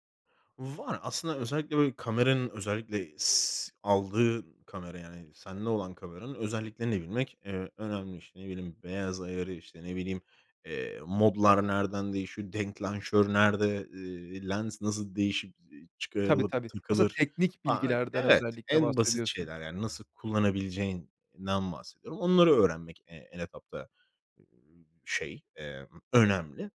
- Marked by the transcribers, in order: in French: "denklanşör"
- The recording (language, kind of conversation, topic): Turkish, podcast, Fotoğrafçılığa yeni başlayanlara ne tavsiye edersin?